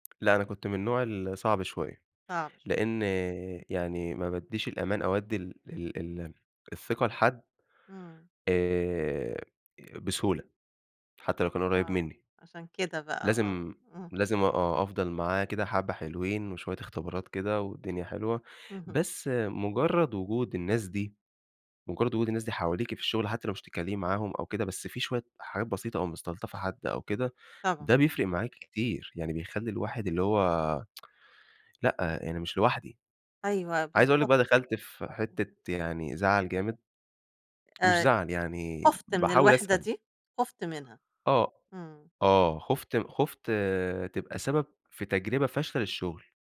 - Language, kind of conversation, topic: Arabic, podcast, احكيلي عن وقت حسّيت فيه بالوحدة وإزاي اتعاملت معاها؟
- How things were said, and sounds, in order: tapping; tsk